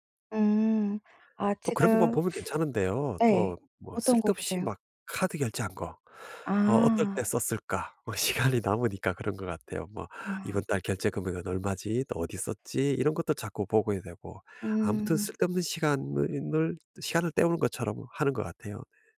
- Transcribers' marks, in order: teeth sucking; laughing while speaking: "시간이"
- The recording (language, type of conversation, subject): Korean, advice, 밤에 스마트폰 화면 보는 시간을 줄이려면 어떻게 해야 하나요?